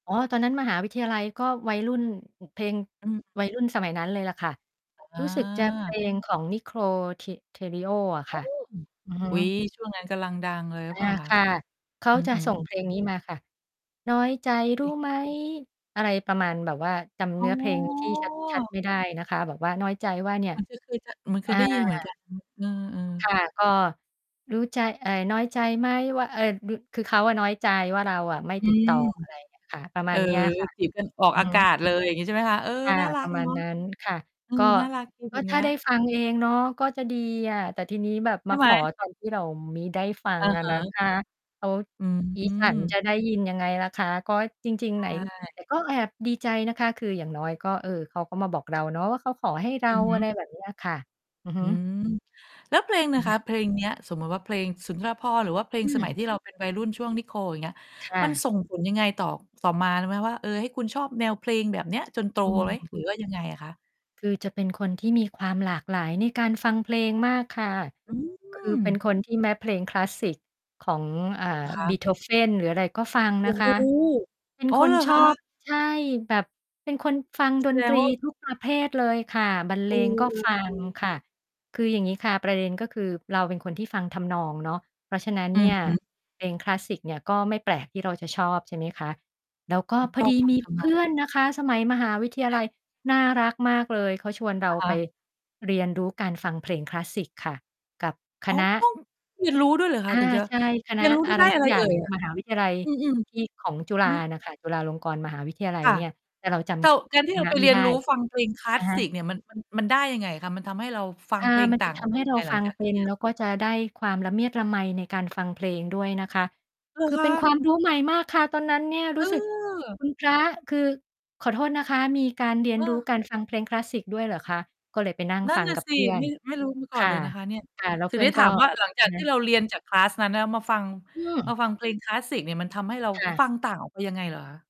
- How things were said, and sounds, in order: mechanical hum; distorted speech; singing: "น้อยใจรู้ไหม"; drawn out: "อ๋อ"; singing: "น้อยใจไหมว่า"; in English: "คลาส"
- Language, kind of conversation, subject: Thai, podcast, เพลงโปรดตอนเด็กของคุณคือเพลงอะไร เล่าให้ฟังหน่อยได้ไหม?